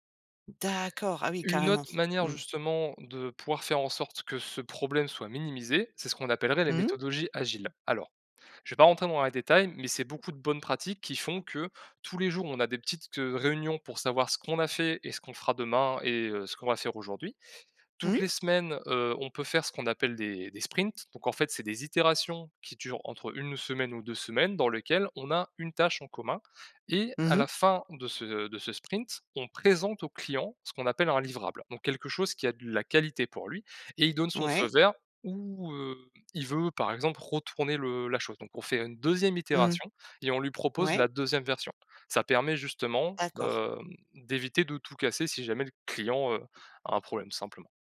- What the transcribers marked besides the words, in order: none
- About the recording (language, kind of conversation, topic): French, podcast, Quelle astuce pour éviter le gaspillage quand tu testes quelque chose ?